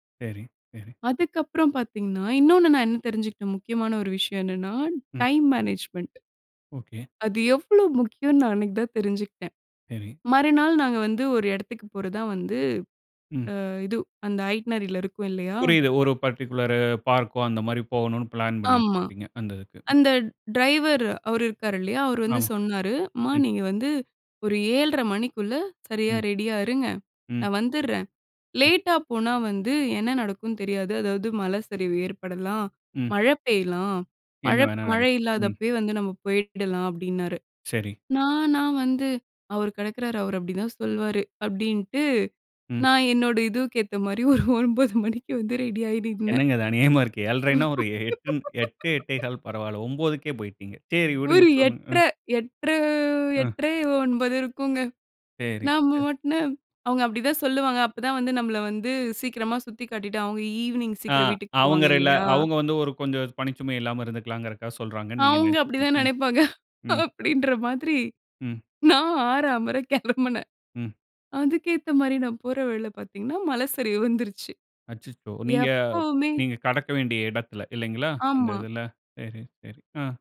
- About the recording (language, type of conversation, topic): Tamil, podcast, பயணத்தில் நீங்கள் கற்றுக்கொண்ட முக்கியமான பாடம் என்ன?
- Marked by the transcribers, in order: in English: "டைம் மேனேஜ்மென்ட்"; in English: "ஐட்னரி"; in English: "பர்ட்டிகுலரு"; unintelligible speech; laughing while speaking: "ஒரு ஒன்பது மணிக்கு வந்து ரெடி ஆயி நின்னேன்"; laugh; laughing while speaking: "அப்பிடிதான் நெனைப்பாங்க, அப்பிடின்ற மாதிரி. நான் ஆற, அமற கெளம்புனேன்"